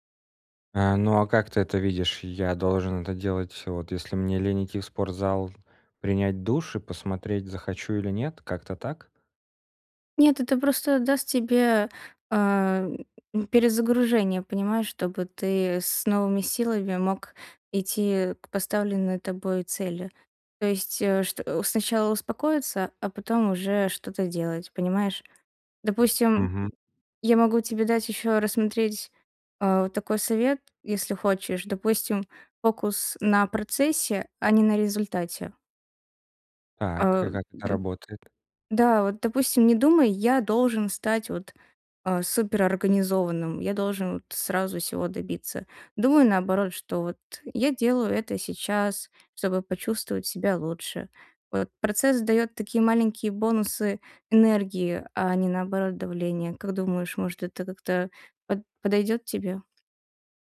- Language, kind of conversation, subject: Russian, advice, Как поддерживать мотивацию и дисциплину, когда сложно сформировать устойчивую привычку надолго?
- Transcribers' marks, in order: other background noise; other noise